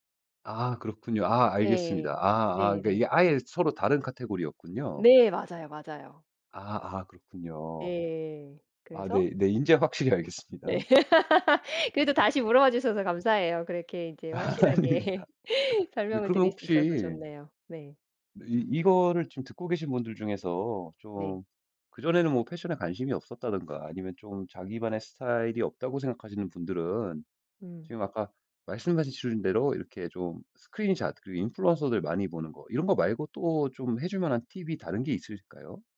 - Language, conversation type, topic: Korean, podcast, 스타일 영감은 보통 어디서 얻나요?
- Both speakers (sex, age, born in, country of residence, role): female, 45-49, South Korea, United States, guest; male, 35-39, United States, United States, host
- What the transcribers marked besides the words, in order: laughing while speaking: "확실히 알겠습니다"; other background noise; laugh; laughing while speaking: "아닙니다"; laughing while speaking: "확실하게"; laugh